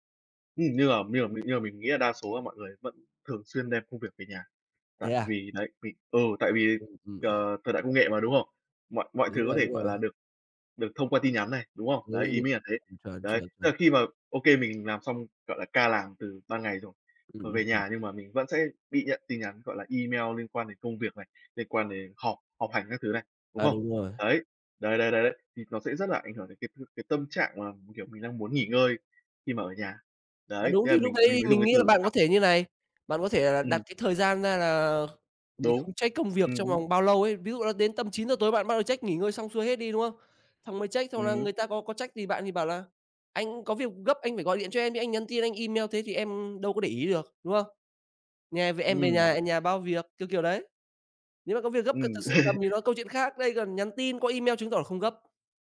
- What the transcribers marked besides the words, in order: other background noise; tapping; laugh
- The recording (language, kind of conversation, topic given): Vietnamese, unstructured, Làm thế nào điện thoại thông minh ảnh hưởng đến cuộc sống hằng ngày của bạn?